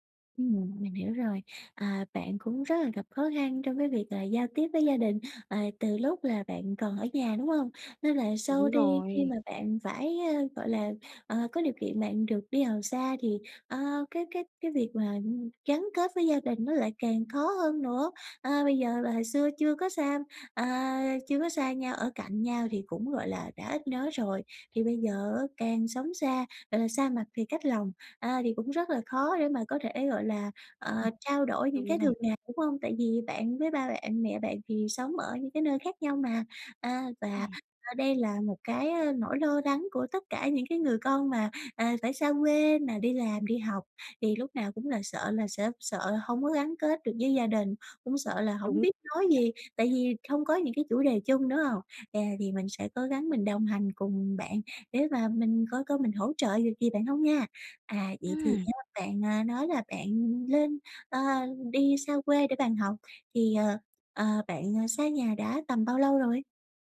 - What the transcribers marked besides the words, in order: tapping; other background noise; horn; unintelligible speech
- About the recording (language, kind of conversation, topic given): Vietnamese, advice, Làm thế nào để duy trì sự gắn kết với gia đình khi sống xa nhà?